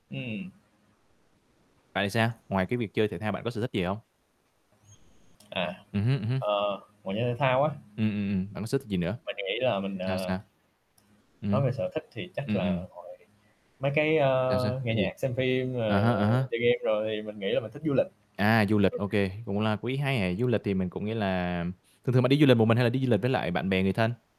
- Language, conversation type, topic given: Vietnamese, unstructured, Bạn cảm thấy thế nào khi đạt được một mục tiêu trong sở thích của mình?
- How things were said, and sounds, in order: static; other background noise; tapping